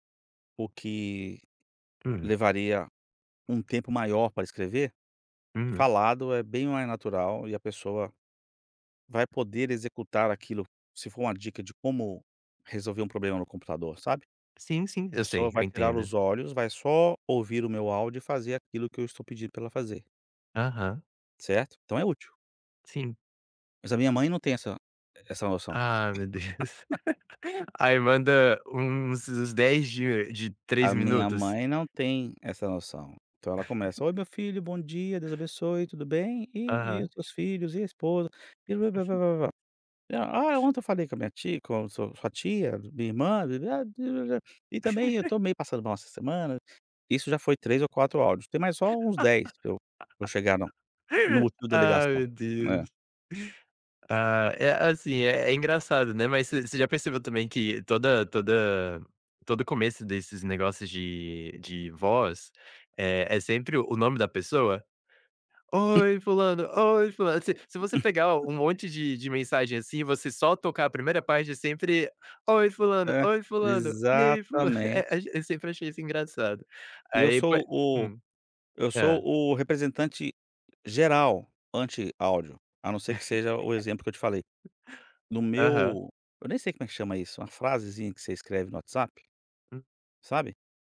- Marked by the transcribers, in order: tapping; laughing while speaking: "Deus"; laugh; laugh; chuckle; other noise; other background noise; laugh; laugh; chuckle; chuckle; laugh
- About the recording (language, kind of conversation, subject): Portuguese, podcast, Quando você prefere fazer uma ligação em vez de trocar mensagens?